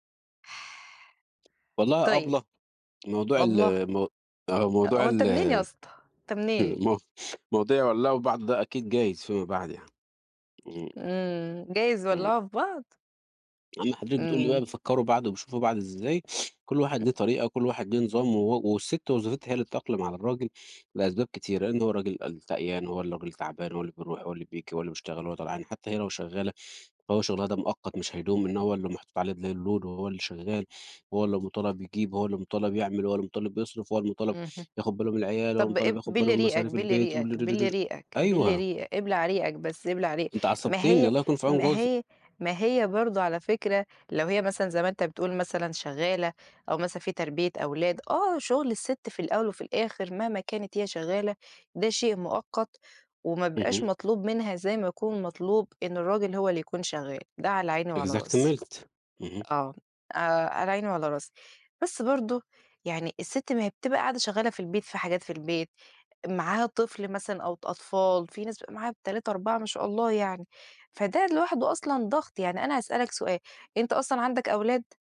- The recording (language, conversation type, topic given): Arabic, unstructured, إزاي بتتعامل مع مشاعر الغضب بعد خناقة مع شريكك؟
- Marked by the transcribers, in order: other background noise; chuckle; sniff; tapping; in English: "الload"; in English: "Exactmelt Exactly"